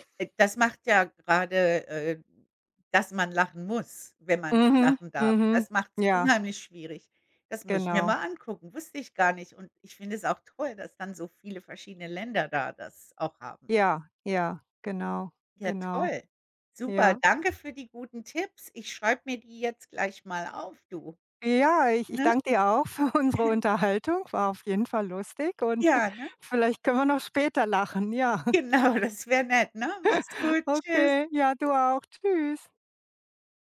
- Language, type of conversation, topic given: German, unstructured, Welcher Film hat dich zuletzt richtig zum Lachen gebracht?
- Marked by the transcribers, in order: laughing while speaking: "unsere"; chuckle; chuckle; chuckle; laughing while speaking: "Genau, das wäre nett, ne?"; laugh